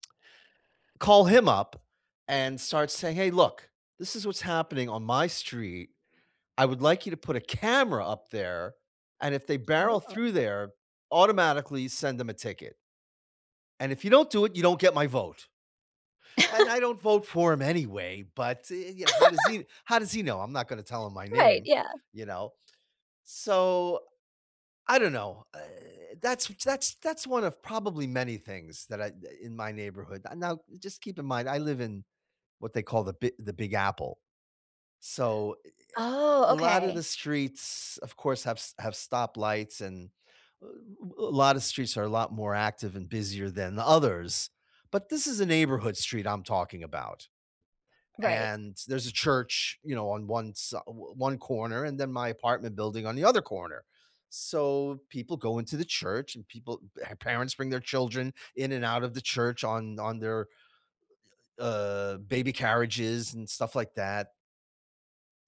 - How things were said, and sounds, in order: stressed: "camera"; chuckle; laugh; tapping
- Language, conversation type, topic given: English, unstructured, What changes would improve your local community the most?